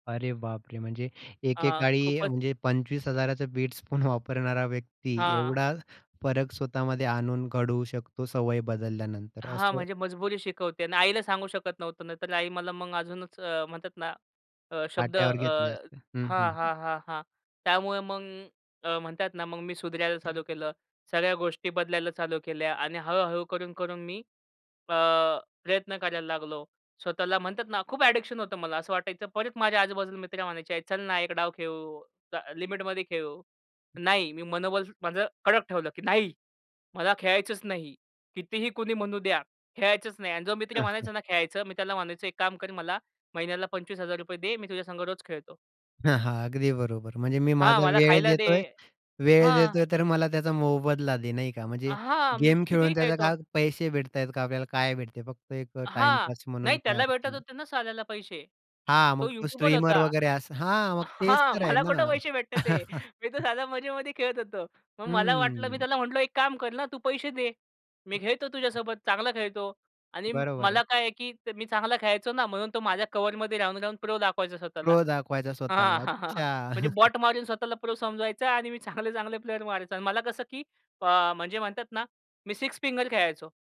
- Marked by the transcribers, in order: in English: "बिट्सपून"; other background noise; tapping; in English: "एडिक्शन"; chuckle; laughing while speaking: "हां, हां"; laughing while speaking: "हां, मला कुठं पैसे भेटत आहे? मी तर साधं मजेमध्ये खेळत होतो"; other noise; laughing while speaking: "हां, हां, हां"; chuckle; in English: "सिक्स फिंगर"
- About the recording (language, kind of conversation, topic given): Marathi, podcast, कुठल्या सवयी बदलल्यामुळे तुमचं आयुष्य सुधारलं, सांगाल का?